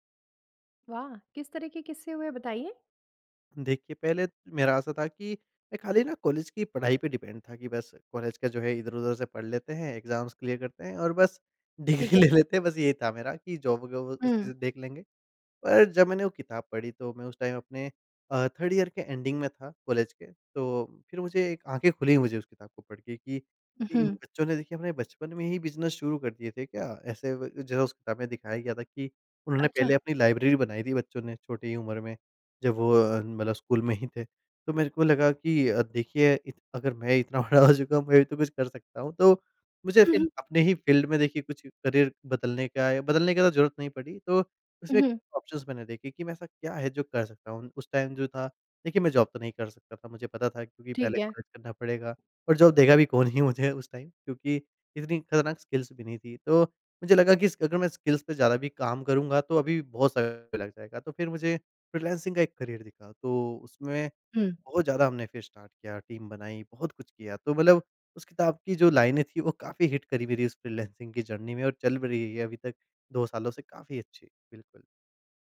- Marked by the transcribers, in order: in English: "डिपेंड"; in English: "एग्ज़ॅाम्स क्लियर"; in English: "जॉब"; in English: "टाइम"; in English: "थर्ड ईयर"; in English: "एंडिंग"; in English: "लाइब्रेरी"; laughing while speaking: "बड़ा हो चुका हूँ मैं भी तो कुछ कर सकता हूँ"; in English: "फ़ील्ड"; in English: "ऑप्शन्स"; in English: "टाइम"; in English: "जॉब"; in English: "टाइम"; in English: "स्किल्स"; in English: "स्किल्स"; in English: "स्टार्ट"; in English: "लाइनें"; in English: "हिट"; in English: "जर्नी"
- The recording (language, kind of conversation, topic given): Hindi, podcast, क्या किसी किताब ने आपका नज़रिया बदल दिया?